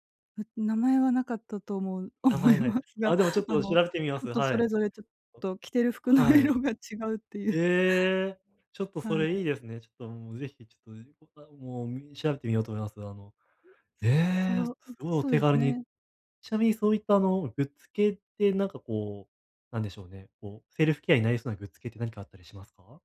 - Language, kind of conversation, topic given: Japanese, advice, 毎日の生活に簡単なセルフケア習慣を取り入れるには、どう始めればよいですか？
- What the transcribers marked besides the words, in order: other background noise; laughing while speaking: "思いますが"; laughing while speaking: "服の色が違うってゆう"